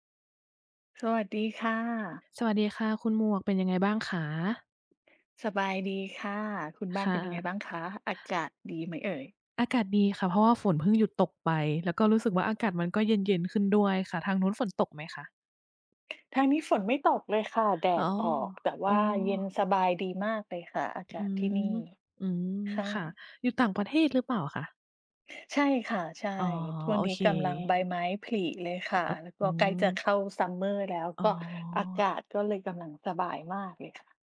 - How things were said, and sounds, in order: other background noise
- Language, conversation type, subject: Thai, unstructured, เคยมีกลิ่นอะไรที่ทำให้คุณนึกถึงความทรงจำเก่า ๆ ไหม?